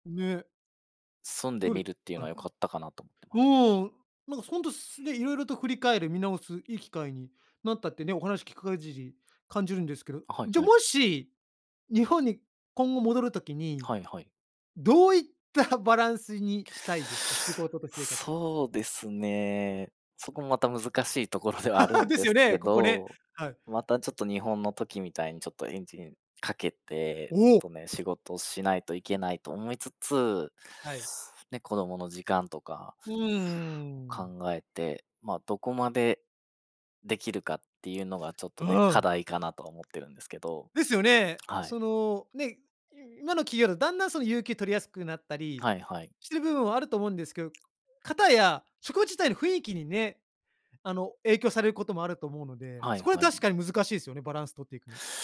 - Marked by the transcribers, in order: other background noise; tapping; "かぎり" said as "かじり"; surprised: "おお"; other noise
- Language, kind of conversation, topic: Japanese, podcast, 仕事と私生活のバランスは、どのように保っていますか？